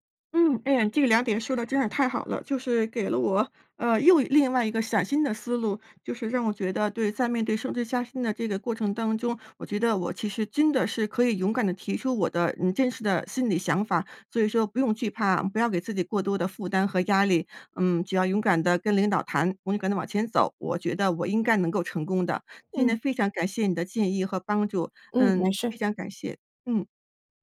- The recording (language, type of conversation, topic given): Chinese, advice, 你担心申请晋升或换工作会被拒绝吗？
- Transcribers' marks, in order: none